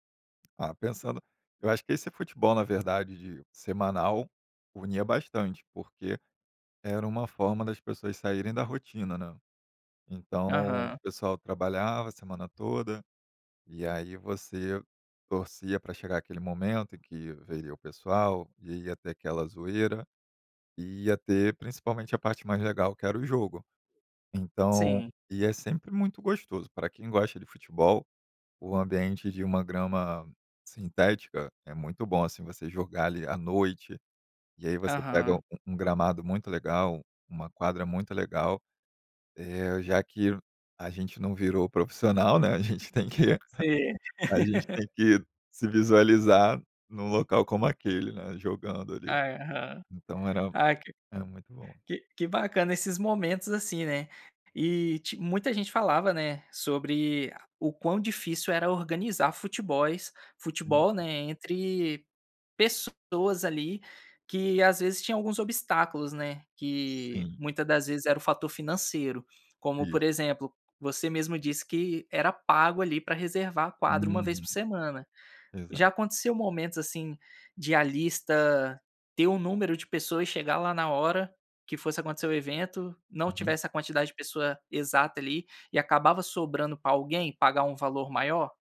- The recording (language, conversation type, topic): Portuguese, podcast, Como o esporte une as pessoas na sua comunidade?
- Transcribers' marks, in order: tapping; laughing while speaking: "a gente tem que"; laugh